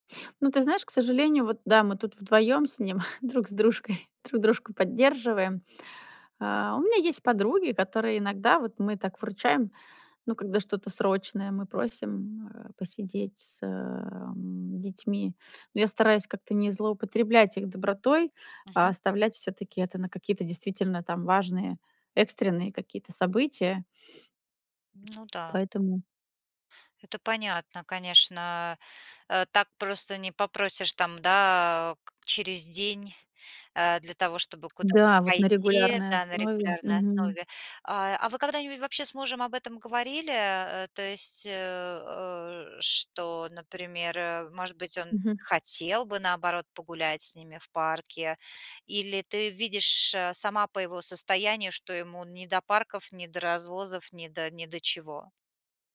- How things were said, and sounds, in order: chuckle; laughing while speaking: "дружкой"; other background noise; tapping
- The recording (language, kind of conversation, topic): Russian, advice, Как справляться с семейными обязанностями, чтобы регулярно тренироваться, высыпаться и вовремя питаться?